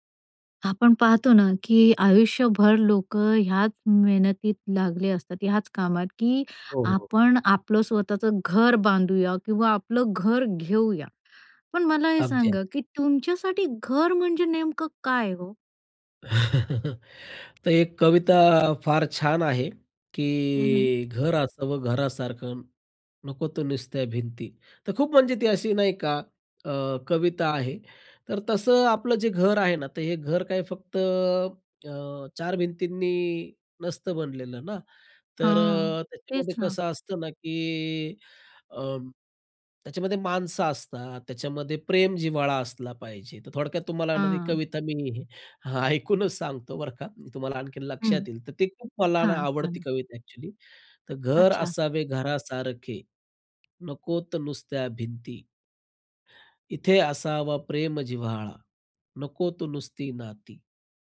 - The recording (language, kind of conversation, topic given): Marathi, podcast, तुमच्यासाठी घर म्हणजे नेमकं काय?
- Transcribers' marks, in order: tapping; chuckle; other background noise; chuckle